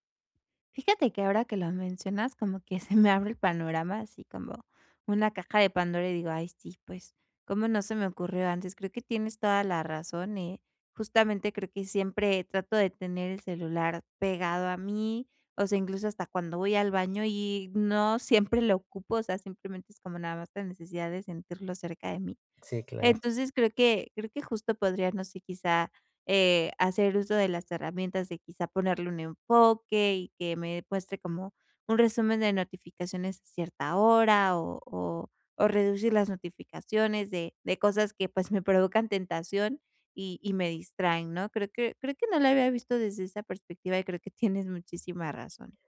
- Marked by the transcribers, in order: chuckle
- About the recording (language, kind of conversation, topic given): Spanish, advice, ¿Cómo puedo reducir las distracciones y mantener la concentración por más tiempo?